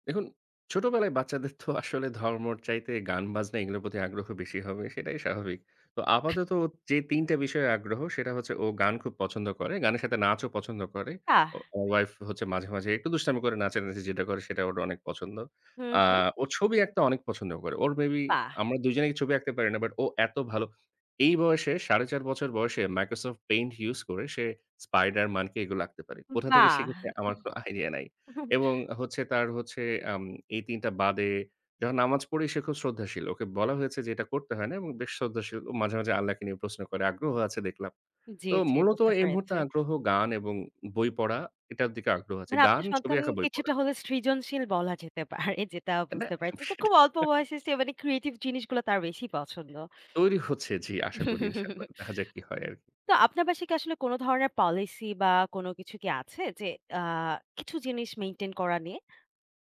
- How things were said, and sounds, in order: scoff; surprised: "বাহ!"; in English: "maybe"; in English: "Spiderman"; surprised: "বাহ!"; scoff; chuckle; scoff; scoff; in English: "creative"; tapping; chuckle; in Arabic: "إن شاء الله"; in English: "policy"
- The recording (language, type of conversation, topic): Bengali, podcast, তুমি কীভাবে নিজের সন্তানকে দুই সংস্কৃতিতে বড় করতে চাও?